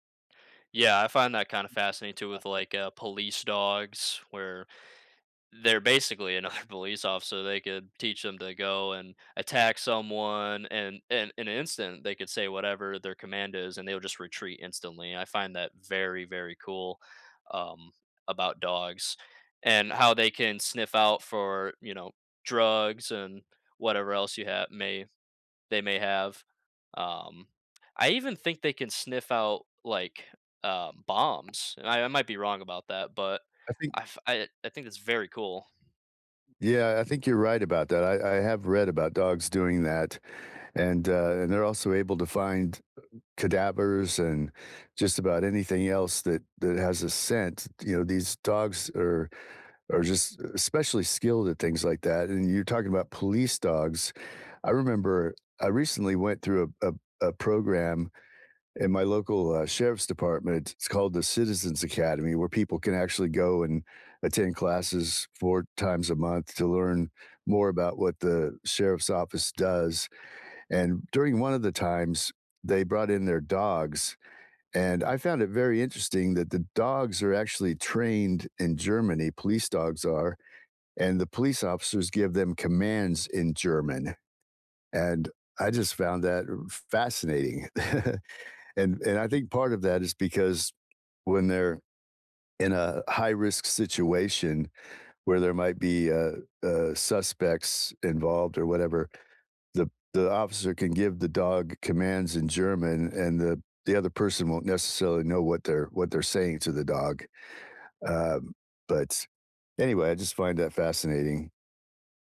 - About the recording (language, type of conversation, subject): English, unstructured, What makes pets such good companions?
- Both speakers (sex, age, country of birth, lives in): male, 20-24, United States, United States; male, 60-64, United States, United States
- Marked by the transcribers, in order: background speech; laughing while speaking: "another"; tapping; laugh